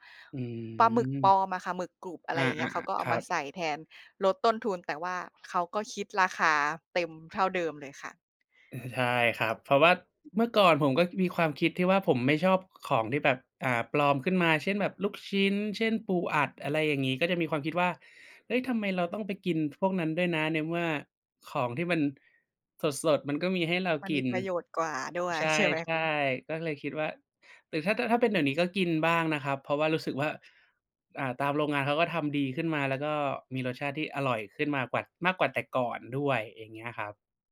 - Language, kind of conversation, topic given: Thai, unstructured, คุณคิดอย่างไรเกี่ยวกับการใช้วัตถุดิบปลอมในอาหาร?
- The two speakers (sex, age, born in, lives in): female, 25-29, Thailand, Thailand; male, 25-29, Thailand, Thailand
- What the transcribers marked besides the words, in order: other noise; other background noise